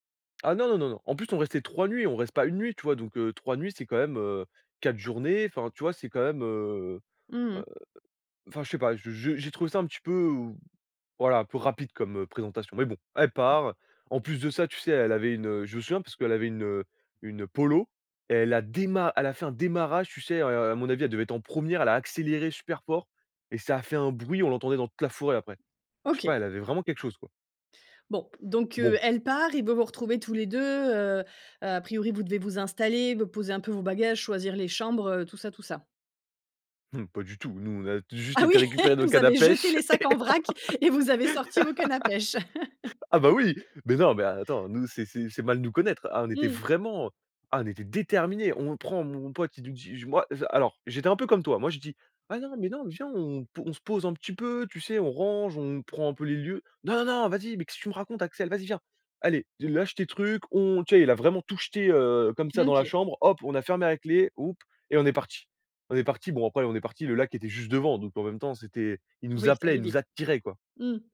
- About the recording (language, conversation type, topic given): French, podcast, Quelle rencontre fortuite t’a le plus marqué, et pourquoi ?
- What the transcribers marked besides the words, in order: other background noise; chuckle; laughing while speaking: "et on"; laugh; laugh; stressed: "vraiment"; stressed: "déterminés"; put-on voice: "Non, non, non, vas-y, mais qu'est-ce tu me racontes, Axel ? Vas-y, viens !"